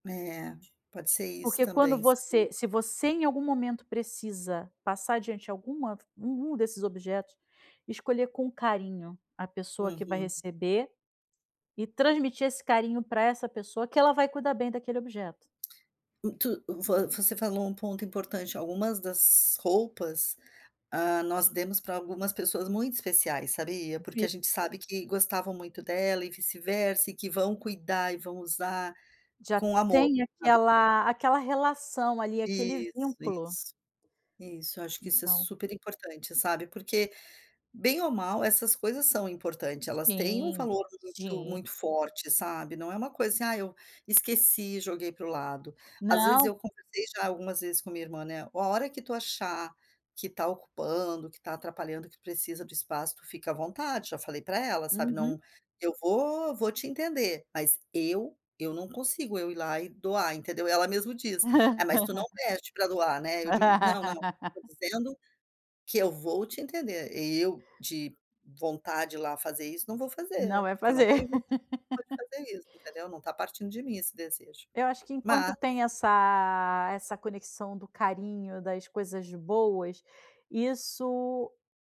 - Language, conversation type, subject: Portuguese, advice, Como posso me desapegar de objetos com valor sentimental?
- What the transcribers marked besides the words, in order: tapping; laugh; laugh; laugh